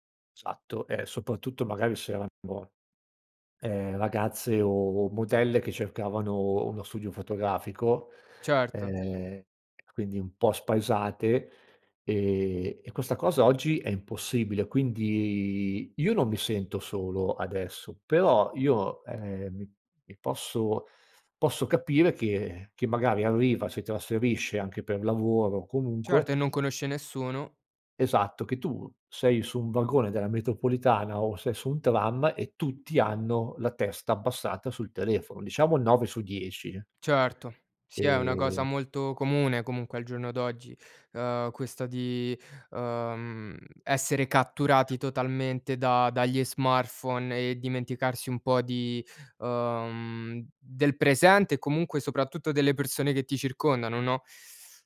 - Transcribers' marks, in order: "Esatto" said as "satto"; tapping; drawn out: "Quindi"; background speech; drawn out: "ehm"
- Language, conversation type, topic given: Italian, podcast, Come si supera la solitudine in città, secondo te?